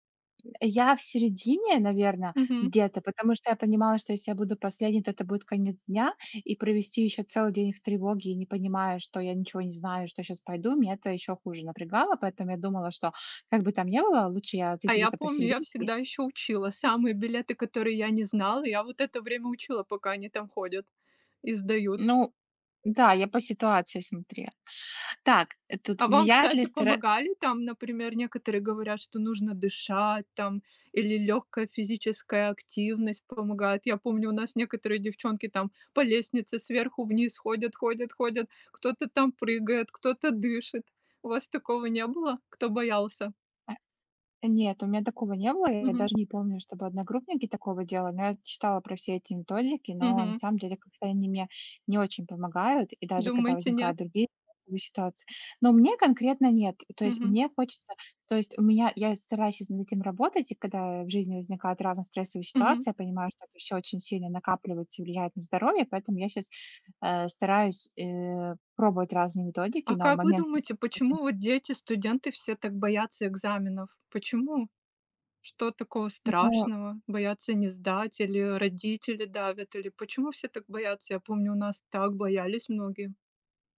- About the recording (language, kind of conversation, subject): Russian, unstructured, Как справляться с экзаменационным стрессом?
- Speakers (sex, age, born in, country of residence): female, 30-34, Russia, United States; female, 35-39, Russia, Netherlands
- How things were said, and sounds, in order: other background noise; tapping